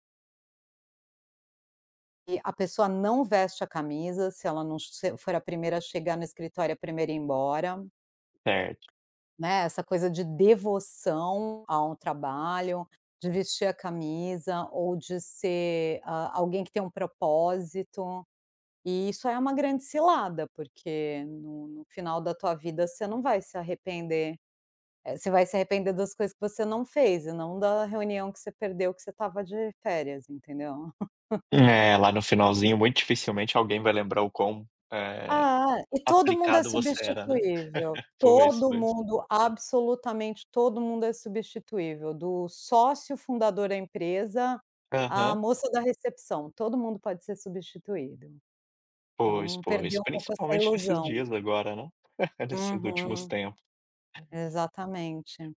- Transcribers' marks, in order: giggle; other background noise
- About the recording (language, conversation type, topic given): Portuguese, podcast, Como você consegue desligar o celular e criar mais tempo sem telas em casa?